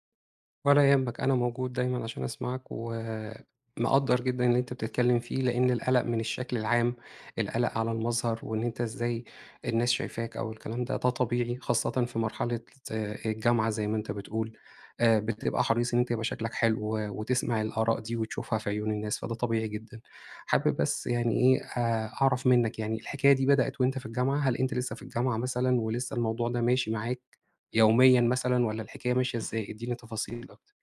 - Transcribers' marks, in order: other background noise
- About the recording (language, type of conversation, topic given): Arabic, advice, ازاي أتخلص من قلقي المستمر من شكلي وتأثيره على تفاعلاتي الاجتماعية؟